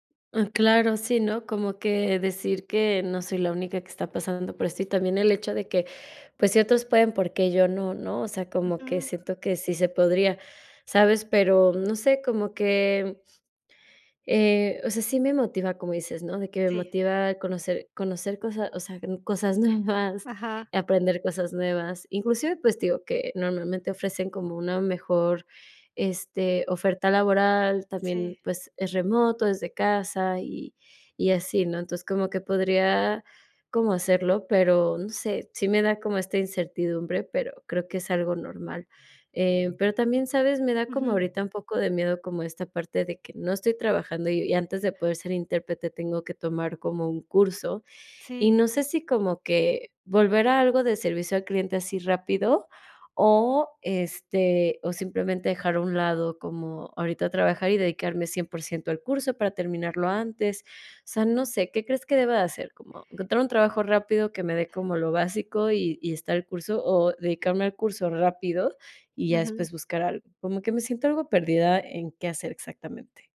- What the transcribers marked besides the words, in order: laughing while speaking: "nuevas"; other background noise
- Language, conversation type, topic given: Spanish, advice, ¿Cómo puedo replantear mi rumbo profesional después de perder mi trabajo?